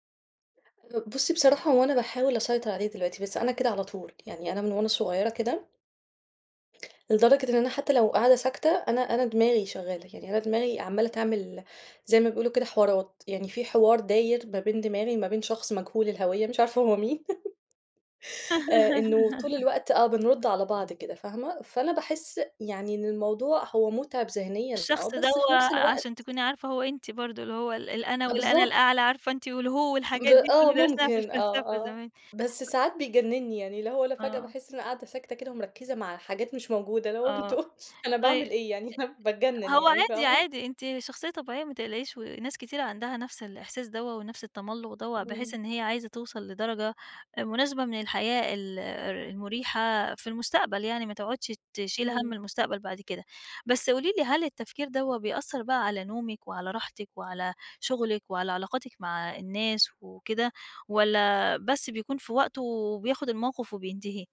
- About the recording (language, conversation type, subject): Arabic, advice, إمتى بتحس إنك بتفرط في التفكير بعد ما تاخد قرار مهم؟
- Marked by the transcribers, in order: giggle; laugh; tapping; laughing while speaking: "أنتم"; unintelligible speech; laughing while speaking: "باتجنِّن"